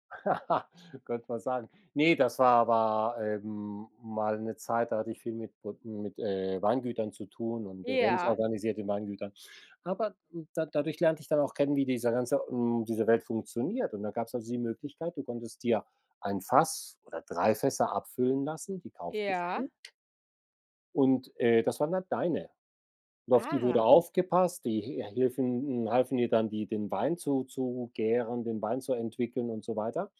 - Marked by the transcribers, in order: laugh; other background noise
- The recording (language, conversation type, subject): German, unstructured, Welche Tradition aus deiner Kultur findest du besonders schön?